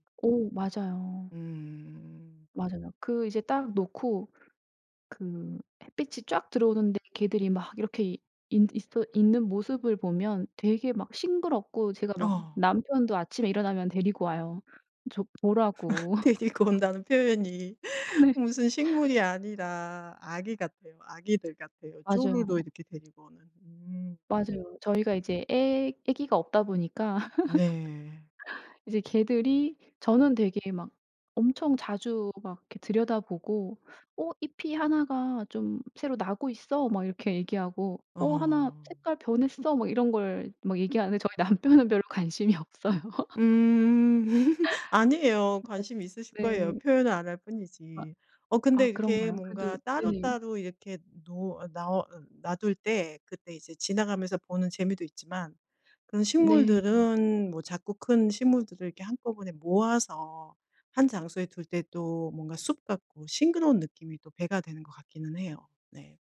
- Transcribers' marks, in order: other background noise; laugh; laughing while speaking: "데리고 온다는 표현이"; tapping; laugh; laughing while speaking: "어 네"; laugh; put-on voice: "어 잎이 하나가 좀 새로 나고 있어"; put-on voice: "어 하나 색깔 변했어"; laughing while speaking: "남편은 별로 관심이 없어요"; laugh
- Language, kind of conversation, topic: Korean, podcast, 쉬면서도 기분 좋아지는 소소한 취미가 있나요?